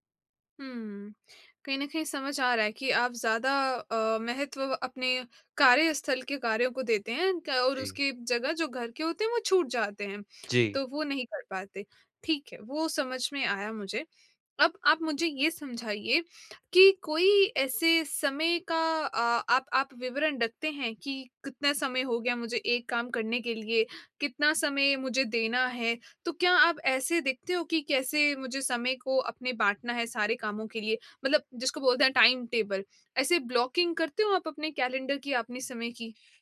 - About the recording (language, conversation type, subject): Hindi, advice, कई कार्यों के बीच प्राथमिकताओं का टकराव होने पर समय ब्लॉक कैसे बनाऊँ?
- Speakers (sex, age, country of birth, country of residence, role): female, 25-29, India, India, advisor; male, 25-29, India, India, user
- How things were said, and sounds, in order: in English: "टाइम टेबल"; in English: "ब्लॉकिंग"